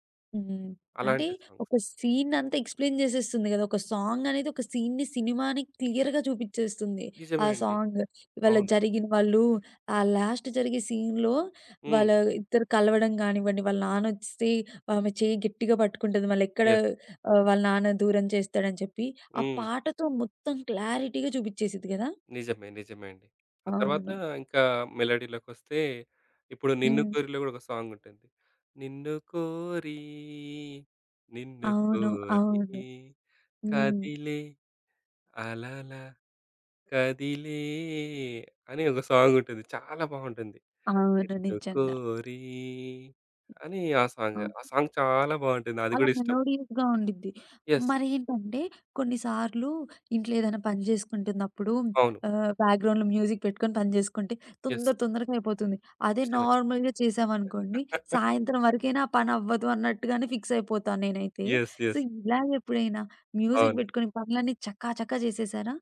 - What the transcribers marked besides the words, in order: in English: "సాంగ్స్"; other background noise; in English: "ఎక్స్‌ప్లేన్"; in English: "సాంగ్"; in English: "సీన్‌ని"; in English: "క్లియర్‌గా"; in English: "లాస్ట్"; in English: "సీన్‌లో"; in English: "యెస్"; in English: "క్లారిటీగా"; singing: "నిన్ను కోరి నిన్ను కోరి కదిలే అలాల కదిలే"; singing: "నిన్ను కోరి"; in English: "సాంగ్"; tapping; in English: "సాంగ్"; in English: "మెలోడీస్‌గా"; in English: "యెస్"; in English: "బ్యాక్‌గ్రౌండ్‌లో మ్యూజిక్"; in English: "యెస్"; in English: "నార్మల్‌గా"; chuckle; in English: "ఫిక్స్"; in English: "యెస్. యెస్"; in English: "సో"; in English: "మ్యూజిక్"
- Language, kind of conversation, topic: Telugu, podcast, సినిమా పాటల్లో నీకు అత్యంత నచ్చిన పాట ఏది?